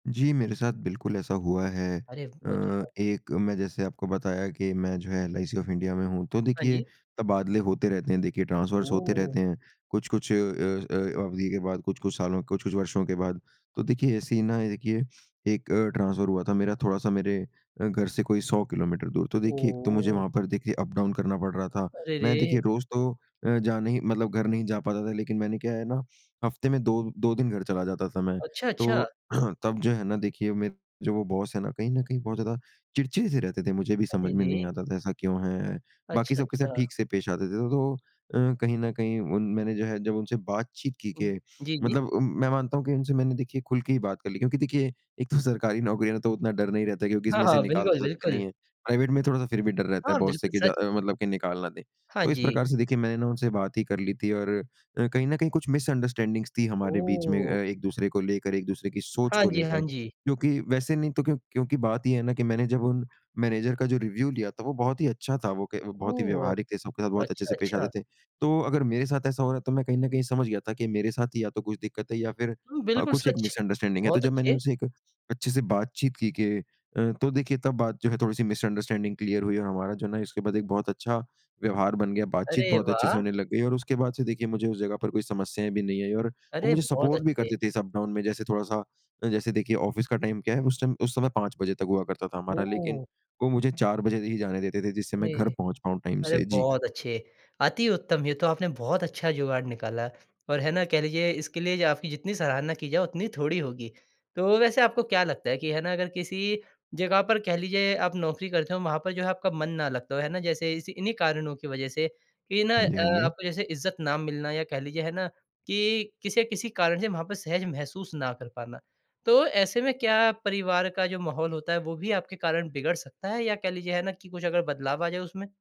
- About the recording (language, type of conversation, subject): Hindi, podcast, नई नौकरी में तालमेल बिठाते समय आपको सबसे मुश्किल क्या लगा?
- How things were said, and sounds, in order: in English: "ट्रांसफ़र्स"; in English: "ट्रांसफ़र"; in English: "अप-डाउन"; throat clearing; in English: "बॉस"; laughing while speaking: "तो"; in English: "प्राइवेट"; in English: "बॉस"; in English: "मिसंडरस्टैंडिंग्स"; in English: "मैनेजर"; in English: "रिव्यू"; in English: "मिसंडरस्टैंडिंग"; in English: "मिसंडरस्टैंडिंग क्लियर"; in English: "सपोर्ट"; in English: "अप-डाउन"; in English: "ऑफिस"; in English: "टाइम"; in English: "टाइम"; in English: "टाइम"